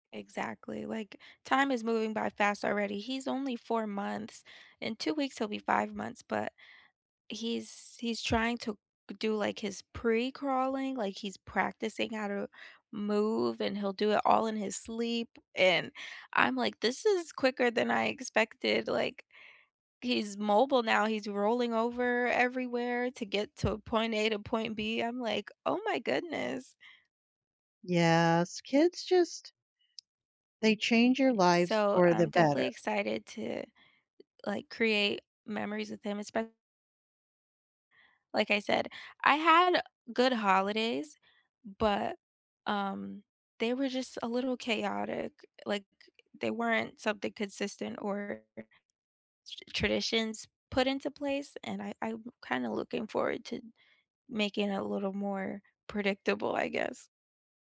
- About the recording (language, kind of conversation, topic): English, unstructured, What is a holiday memory that always warms your heart?
- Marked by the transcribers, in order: other background noise; tapping